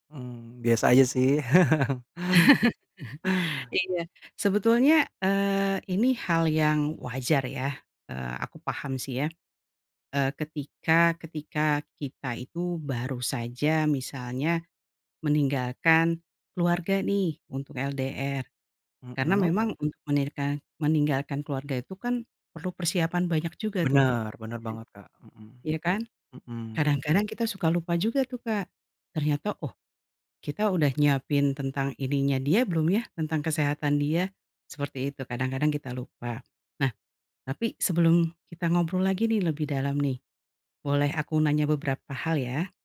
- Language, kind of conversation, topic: Indonesian, advice, Mengapa saya terus-menerus khawatir tentang kesehatan diri saya atau keluarga saya?
- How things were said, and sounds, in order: other background noise; chuckle